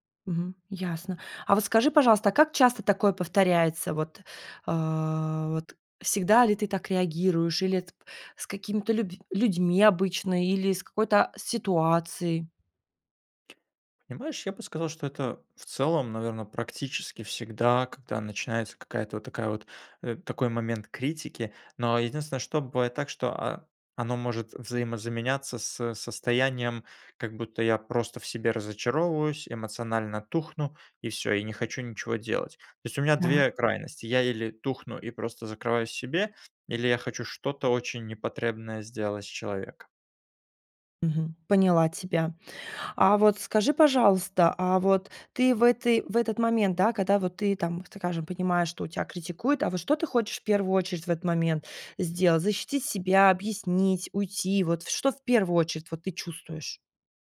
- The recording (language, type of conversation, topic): Russian, advice, Почему мне трудно принимать критику?
- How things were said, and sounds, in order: tapping; other background noise; other noise